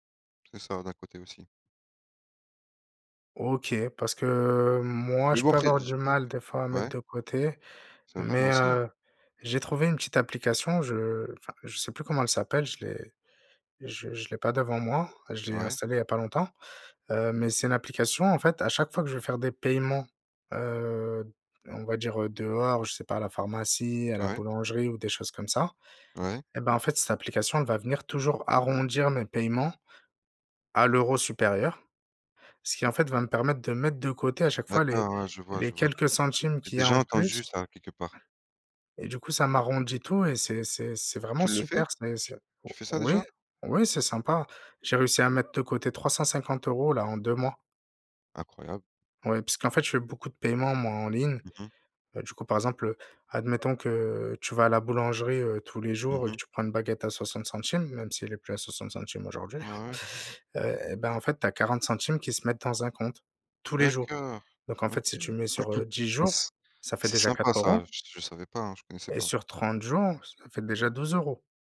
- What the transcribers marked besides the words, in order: chuckle; throat clearing
- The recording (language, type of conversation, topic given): French, unstructured, Comment décidez-vous quand dépenser ou économiser ?